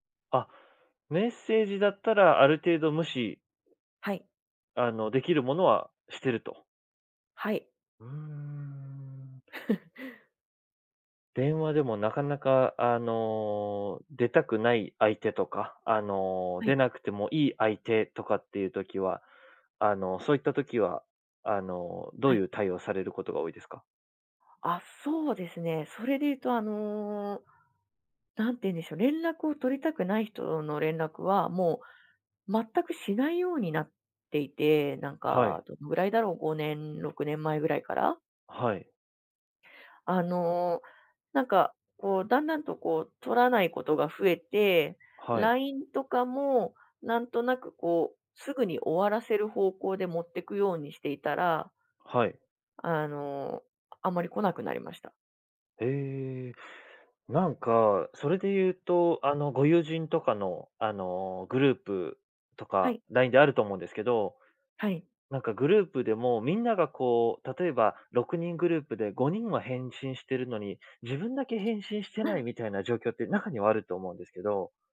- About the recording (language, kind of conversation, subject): Japanese, podcast, デジタル疲れと人間関係の折り合いを、どのようにつければよいですか？
- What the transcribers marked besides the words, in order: drawn out: "うーん"; laugh; "言うん" said as "ゆん"; other background noise; other noise